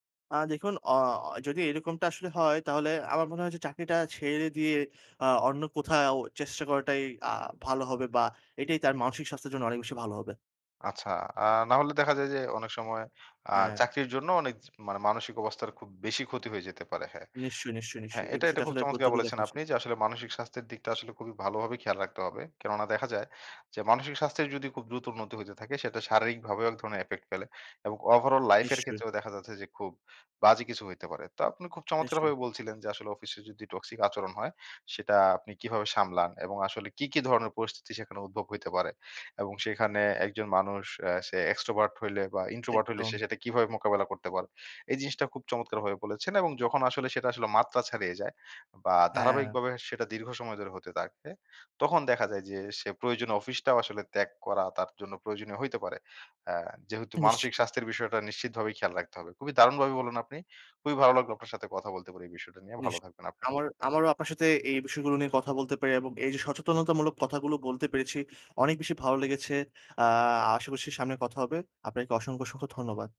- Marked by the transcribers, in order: other background noise; in English: "effect"; "ফেলে" said as "পেলে"; in English: "overall life"; in English: "extrovert"; in English: "introvert"; "থাকে" said as "তাকে"
- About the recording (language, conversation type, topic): Bengali, podcast, অফিসে বিষাক্ত আচরণের মুখে পড়লে আপনি কীভাবে পরিস্থিতি সামলান?